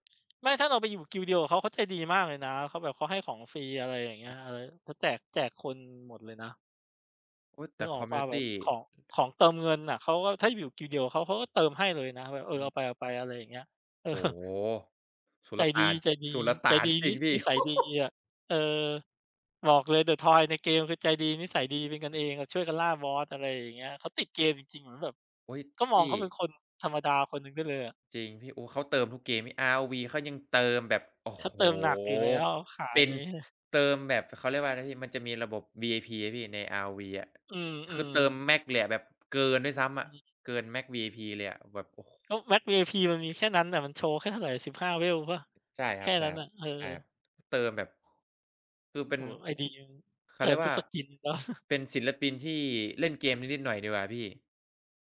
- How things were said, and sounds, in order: in English: "คอมมิวนิตี"; laughing while speaking: "เออ"; laugh; stressed: "เติม"; in English: "skins"; chuckle
- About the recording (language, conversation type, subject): Thai, unstructured, คุณคิดว่าการเล่นเกมออนไลน์ส่งผลต่อชีวิตประจำวันของคุณไหม?